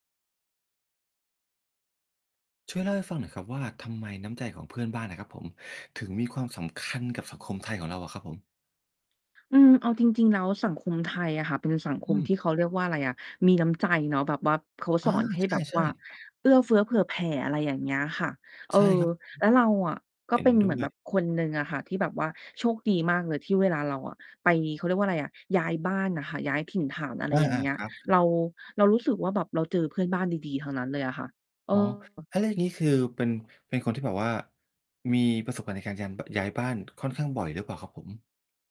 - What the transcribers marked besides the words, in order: stressed: "สำคัญ"; distorted speech; other background noise
- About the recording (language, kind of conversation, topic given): Thai, podcast, ทำไมน้ำใจของเพื่อนบ้านถึงสำคัญต่อสังคมไทย?